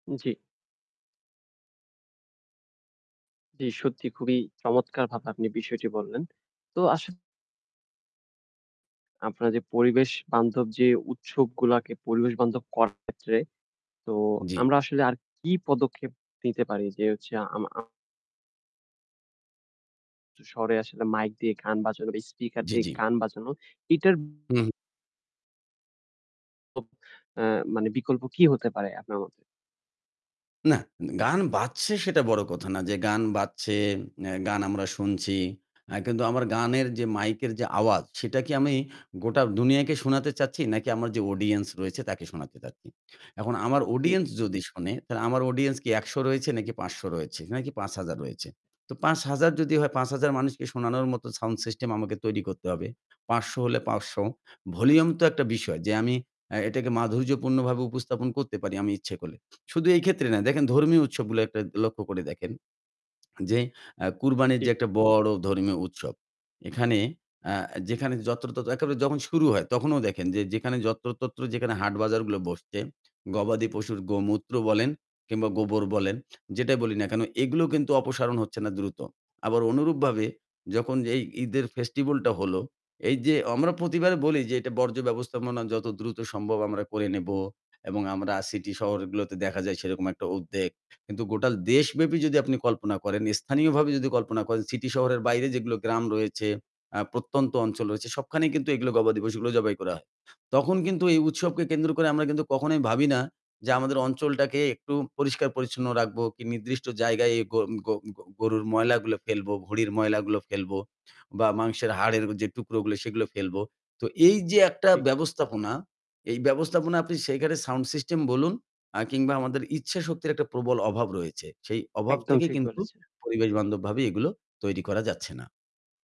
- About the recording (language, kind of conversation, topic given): Bengali, podcast, আপনি উৎসবগুলোকে কীভাবে পরিবেশবান্ধব করার উপায় বোঝাবেন?
- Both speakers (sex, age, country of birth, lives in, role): male, 20-24, Bangladesh, Bangladesh, host; male, 40-44, Bangladesh, Bangladesh, guest
- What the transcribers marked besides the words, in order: static; distorted speech; unintelligible speech; swallow